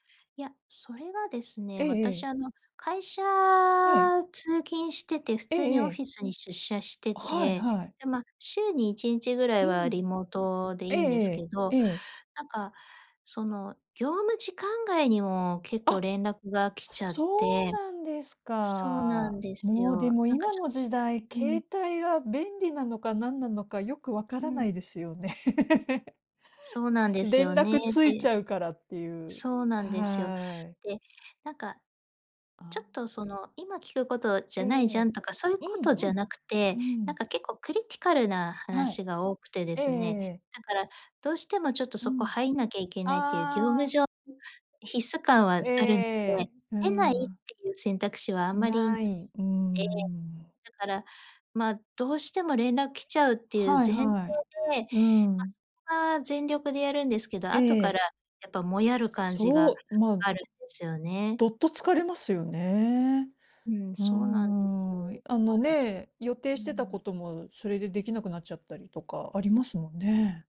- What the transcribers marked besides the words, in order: laugh; in English: "クリティカル"; other background noise; tapping
- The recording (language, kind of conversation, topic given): Japanese, advice, 家庭と仕事の境界が崩れて休めない毎日